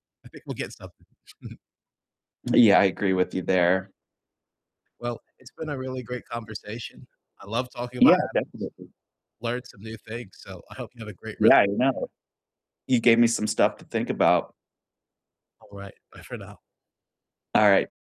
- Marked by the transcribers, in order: distorted speech; chuckle; tapping
- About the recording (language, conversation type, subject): English, unstructured, Why do people care about endangered animals?
- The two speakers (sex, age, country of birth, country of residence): male, 20-24, United States, United States; male, 40-44, United States, United States